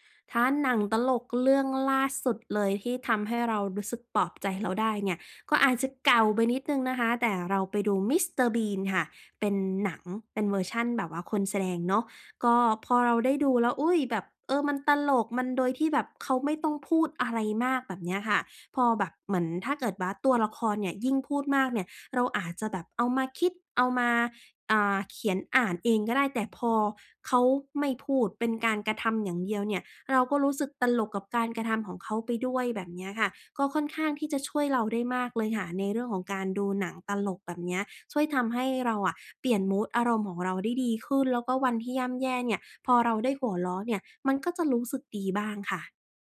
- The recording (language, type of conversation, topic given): Thai, podcast, ในช่วงเวลาที่ย่ำแย่ คุณมีวิธีปลอบใจตัวเองอย่างไร?
- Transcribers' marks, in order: none